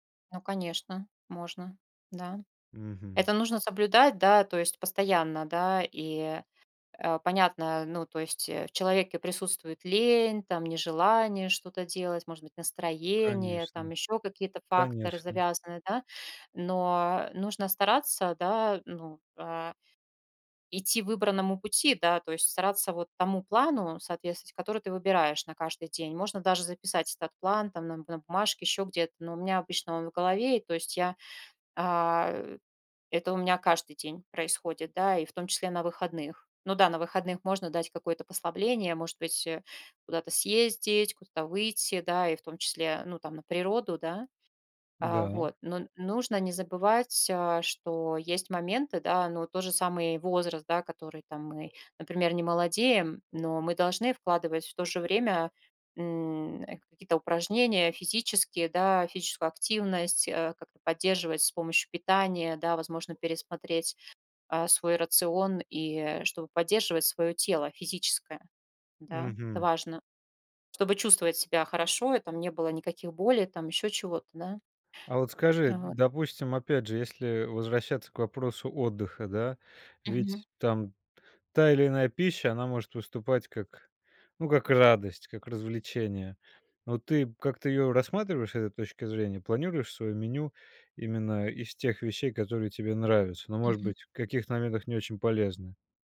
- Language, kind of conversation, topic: Russian, podcast, Как вы выбираете, куда вкладывать время и энергию?
- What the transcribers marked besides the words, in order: tapping